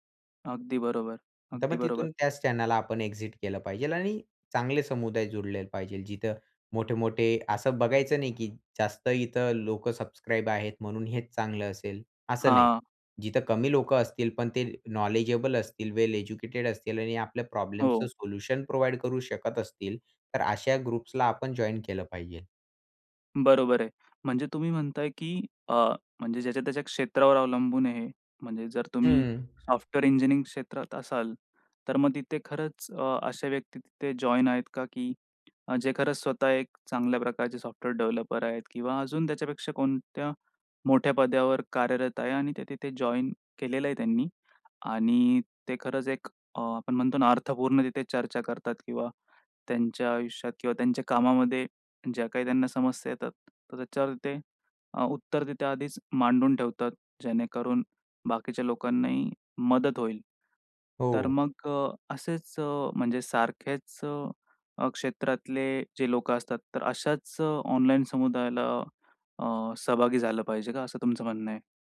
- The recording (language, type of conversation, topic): Marathi, podcast, ऑनलाइन समुदायामुळे तुमच्या शिक्षणाला कोणते फायदे झाले?
- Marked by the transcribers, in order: in English: "एक्झिट"; in English: "नॉलेजेबल"; in English: "वेल एज्युकेटेड"; in English: "प्रॉब्लेम्सचं सोल्युशन प्रोव्हाइड"; in English: "ग्रुप्सला"; other noise; tapping